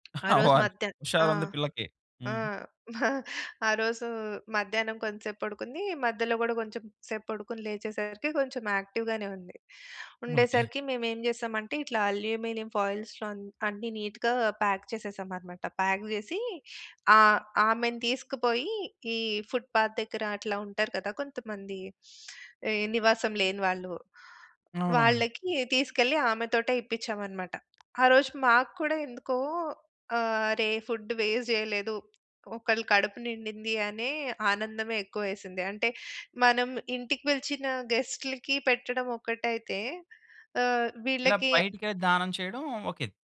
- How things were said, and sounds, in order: tapping; chuckle; in English: "యాక్టివ్‌గానే"; in English: "అల్యూమినియం ఫాయిల్స్‌లో"; in English: "నీట్‌గా ప్యాక్"; in English: "ప్యాక్"; in English: "ఫుట్‌పాత్"; in English: "ఫుడ్ వేస్ట్"
- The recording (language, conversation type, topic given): Telugu, podcast, పండుగలో మిగిలిన ఆహారాన్ని మీరు ఎలా ఉపయోగిస్తారు?